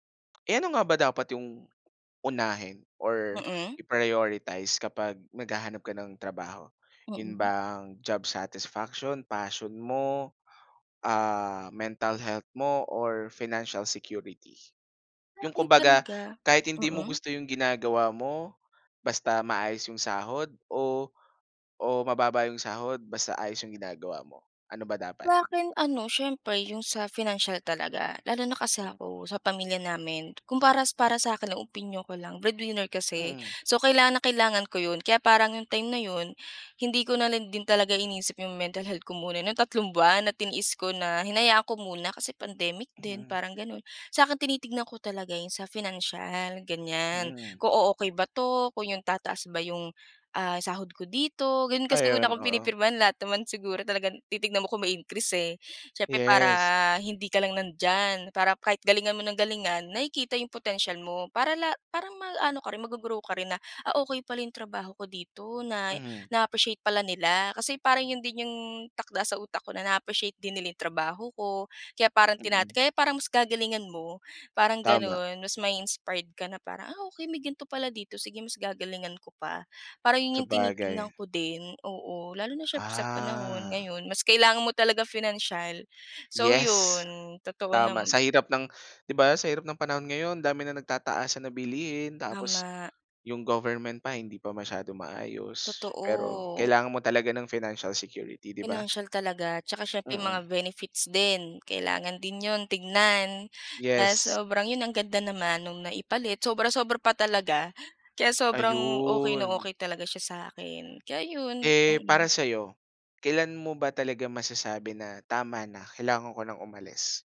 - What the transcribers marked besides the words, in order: tapping; in English: "or i-prioritize"; in English: "job satisfaction, passion"; in English: "mental health"; in English: "financial security?"; in English: "mental health"; in English: "financial security"
- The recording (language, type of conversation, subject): Filipino, podcast, Paano mo pinapasiya kung aalis ka na ba sa trabaho o magpapatuloy ka pa?